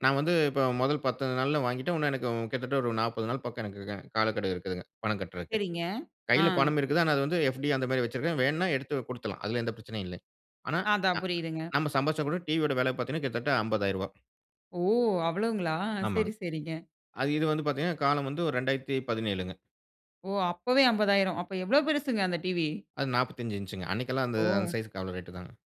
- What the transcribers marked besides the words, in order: "இன்னும்" said as "உன்னும்"; surprised: "ஓ! அவ்ளோங்களா"
- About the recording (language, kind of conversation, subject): Tamil, podcast, தொடக்கத்தில் சிறிய வெற்றிகளா அல்லது பெரிய இலக்கை உடனடி பலனின்றி தொடர்ந்து நாடுவதா—இவற்றில் எது முழுமையான தீவிரக் கவன நிலையை அதிகம் தூண்டும்?